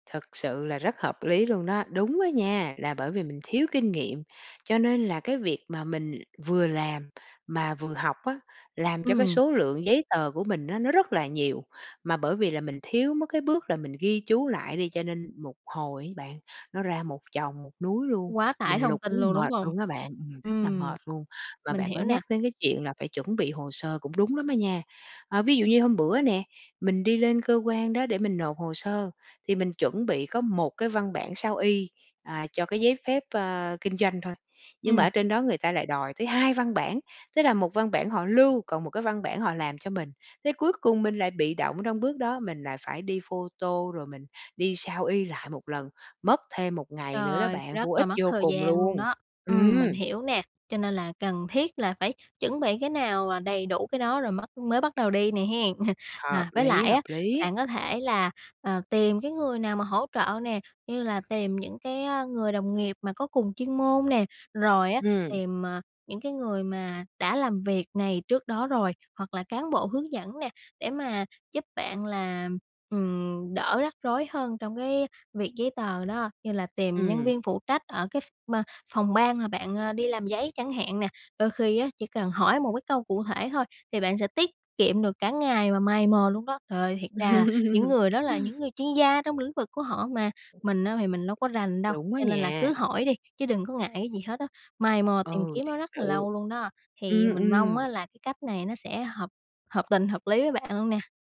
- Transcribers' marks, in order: tapping; chuckle; other background noise; laugh
- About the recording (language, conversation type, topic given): Vietnamese, advice, Bạn cảm thấy quá tải thế nào khi phải lo giấy tờ và các thủ tục hành chính mới phát sinh?